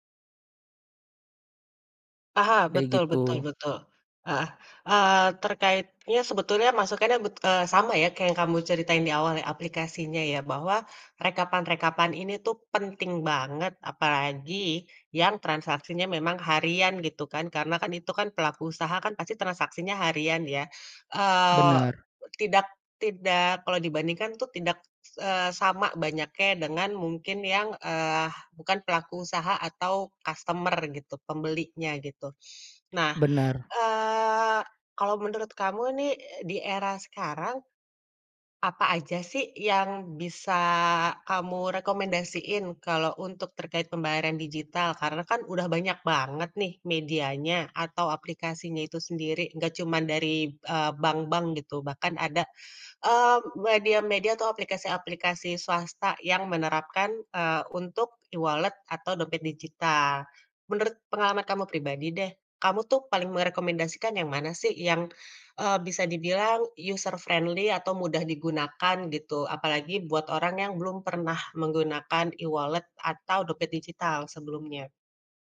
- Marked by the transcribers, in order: in English: "e-wallet"; in English: "user friendly"; in English: "e-wallet"
- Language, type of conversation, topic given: Indonesian, podcast, Bagaimana menurutmu keuangan pribadi berubah dengan hadirnya mata uang digital?